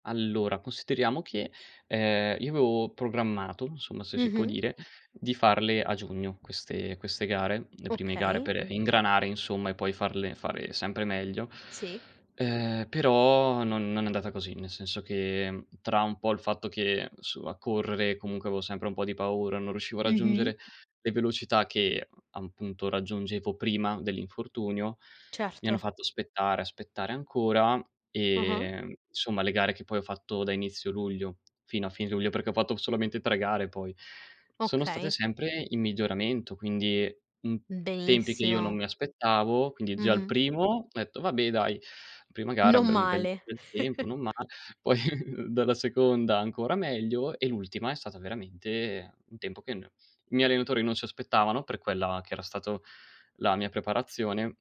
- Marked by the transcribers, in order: tapping; teeth sucking; other background noise; chuckle
- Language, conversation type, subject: Italian, podcast, Puoi raccontarmi un esempio di un fallimento che poi si è trasformato in un successo?